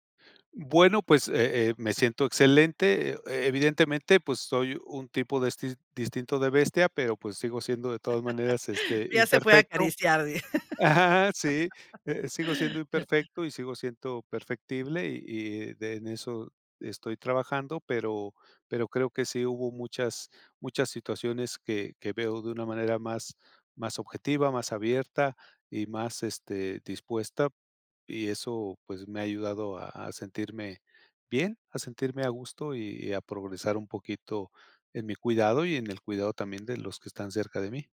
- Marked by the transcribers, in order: laugh; other noise; laugh
- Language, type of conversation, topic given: Spanish, podcast, ¿Cómo decides qué hábito merece tu tiempo y esfuerzo?